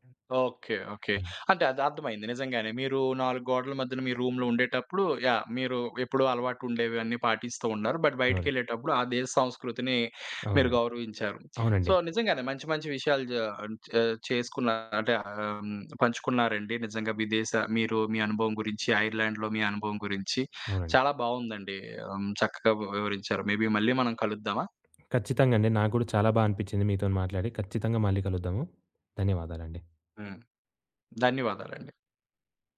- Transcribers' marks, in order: other background noise; in English: "రూమ్‌లో"; in English: "బట్"; in English: "సో"; in English: "మేబీ"; tapping
- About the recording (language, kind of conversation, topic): Telugu, podcast, విదేశీ లేదా ఇతర నగరంలో పని చేయాలని అనిపిస్తే ముందుగా ఏం చేయాలి?